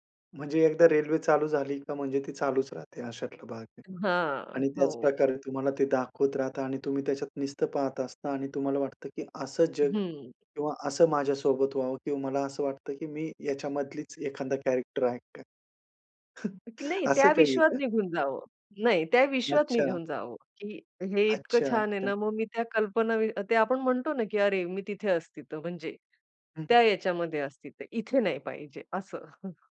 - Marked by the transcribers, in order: tapping; in English: "कॅरेक्टर"; chuckle; other background noise
- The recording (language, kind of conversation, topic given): Marathi, podcast, तुम्हाला कल्पनातीत जगात निघून जायचं वाटतं का?